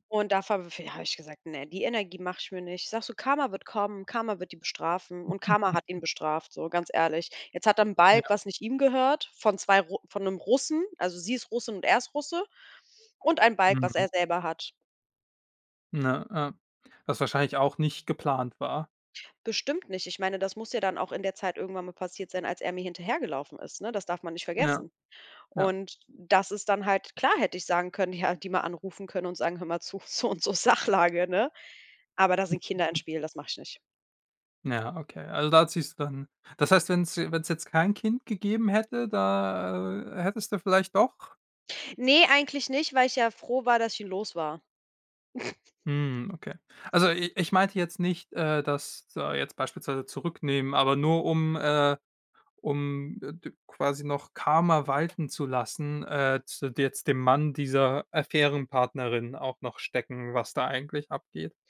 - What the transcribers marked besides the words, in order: laugh; laughing while speaking: "so und so Sachlage"; chuckle; scoff; drawn out: "Hm"
- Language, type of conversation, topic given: German, podcast, Was hilft dir, nach einem Fehltritt wieder klarzukommen?